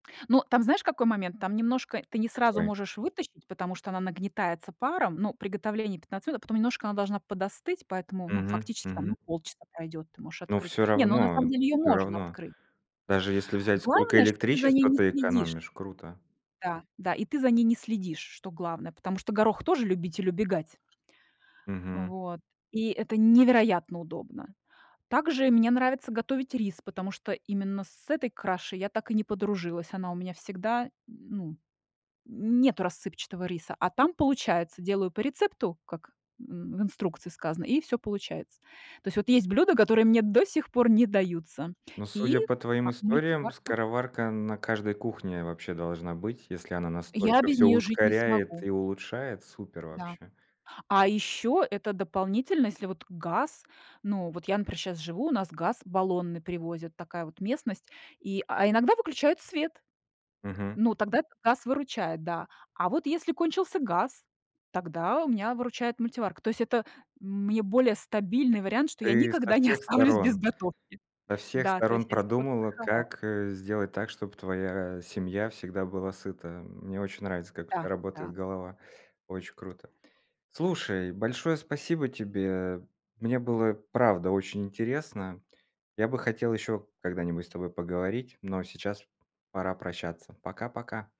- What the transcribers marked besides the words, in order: other background noise; stressed: "невероятно"; "кашей" said as "крашей"; tapping; laughing while speaking: "не оставлюсь"; "останусь" said as "оставлюсь"
- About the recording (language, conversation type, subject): Russian, podcast, Как вы пришли к кулинарии и какие блюда стали вашими любимыми?